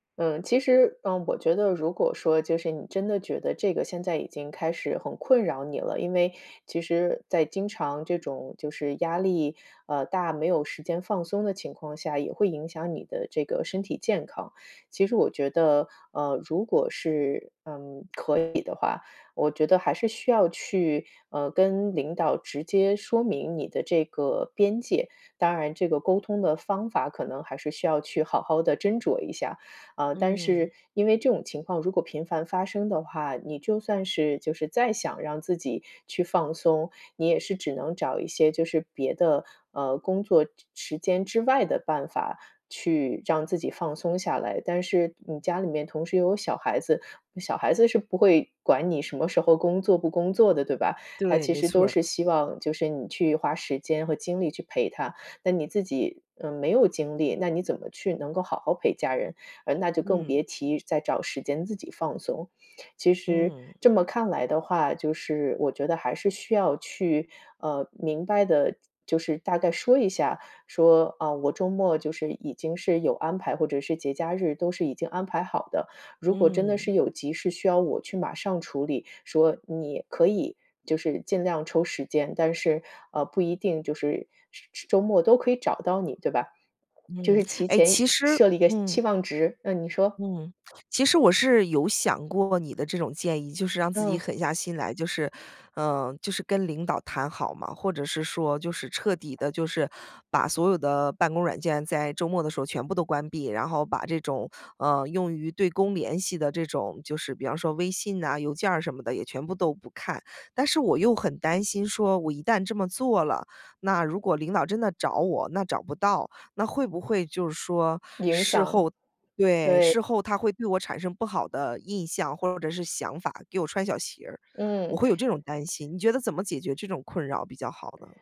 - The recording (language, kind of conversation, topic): Chinese, advice, 为什么我周末总是放不下工作，无法真正放松？
- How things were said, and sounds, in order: other background noise